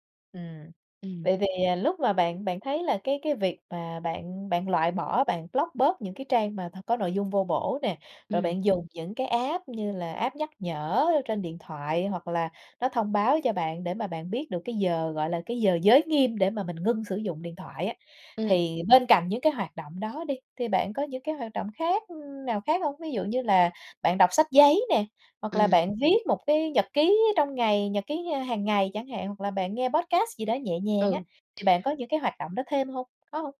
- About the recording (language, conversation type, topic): Vietnamese, podcast, Bạn quản lý việc dùng điện thoại hoặc các thiết bị có màn hình trước khi đi ngủ như thế nào?
- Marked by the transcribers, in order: other background noise; in English: "block"; tapping; in English: "app"; in English: "app"; in English: "podcast"